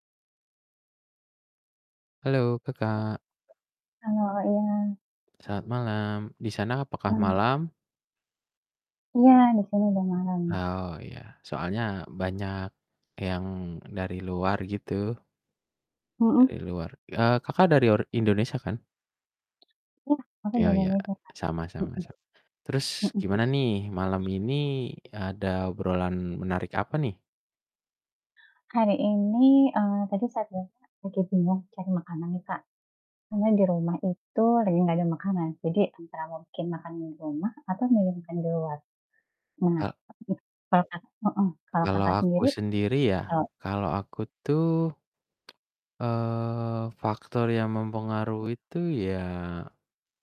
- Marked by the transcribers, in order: distorted speech; other background noise; static; background speech; tsk
- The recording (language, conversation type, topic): Indonesian, unstructured, Bagaimana Anda memutuskan apakah akan makan di rumah atau makan di luar?